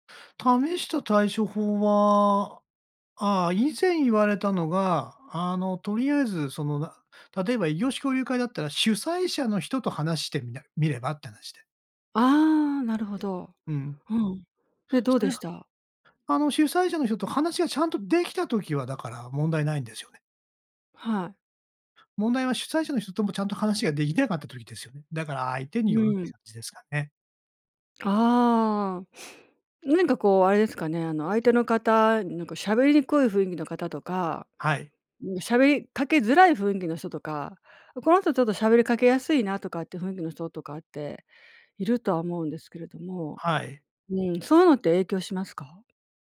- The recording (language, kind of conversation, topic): Japanese, advice, 社交の場で緊張して人と距離を置いてしまうのはなぜですか？
- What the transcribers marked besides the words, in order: sniff